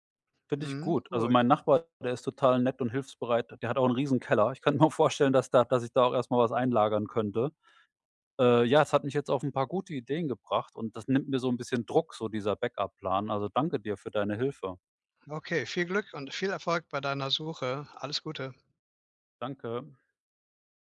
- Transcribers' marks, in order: other background noise; laughing while speaking: "mir auch vorstellen"; tapping
- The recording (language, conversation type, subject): German, advice, Wie treffe ich große Entscheidungen, ohne Angst vor Veränderung und späterer Reue zu haben?